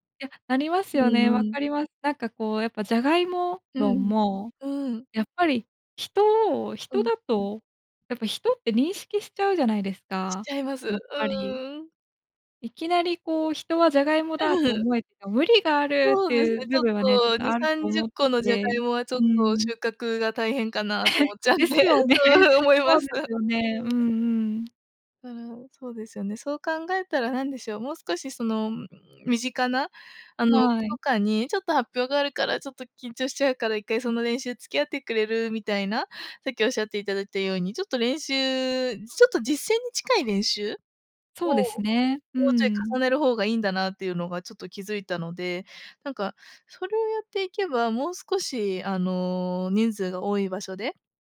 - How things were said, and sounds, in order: laugh; laugh; laughing while speaking: "ですよね"; chuckle; laughing while speaking: "うん うん思います"
- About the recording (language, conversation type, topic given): Japanese, advice, 人前で話すと強い緊張で頭が真っ白になるのはなぜですか？